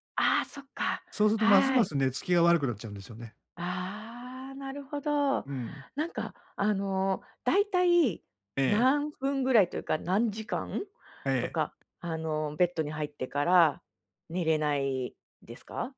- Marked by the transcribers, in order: none
- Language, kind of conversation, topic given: Japanese, advice, 夜、寝つきが悪くてなかなか眠れないときはどうすればいいですか？
- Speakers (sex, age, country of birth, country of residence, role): female, 35-39, Japan, Japan, advisor; male, 60-64, Japan, Japan, user